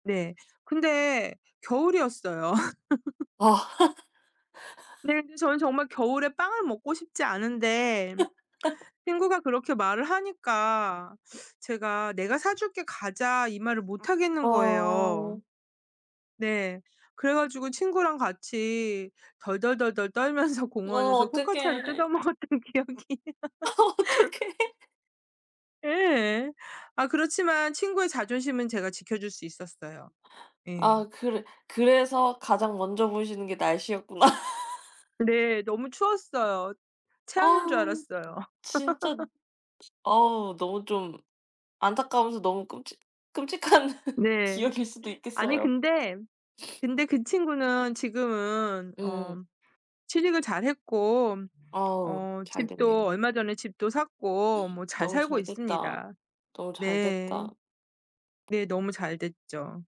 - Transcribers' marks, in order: other background noise; laugh; laugh; laughing while speaking: "떨면서"; laughing while speaking: "뜯어먹었던 기억이"; laughing while speaking: "아 어떡해"; laugh; tapping; laughing while speaking: "날씨였구나"; laugh; laughing while speaking: "끔찍한"; sniff; gasp
- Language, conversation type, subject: Korean, unstructured, 친구를 만날 때 카페와 공원 중 어디를 더 자주 선택하시나요?